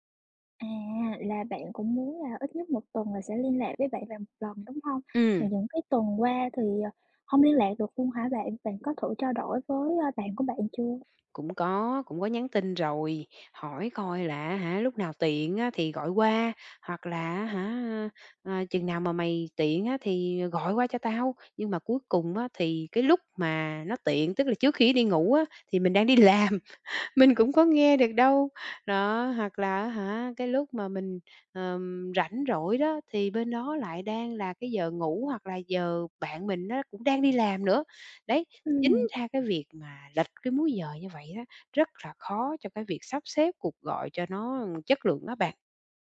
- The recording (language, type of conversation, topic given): Vietnamese, advice, Làm sao để giữ liên lạc với bạn bè lâu dài?
- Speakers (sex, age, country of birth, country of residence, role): female, 25-29, Vietnam, Vietnam, advisor; female, 40-44, Vietnam, Vietnam, user
- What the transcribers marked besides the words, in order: other background noise; tapping; laughing while speaking: "làm, mình"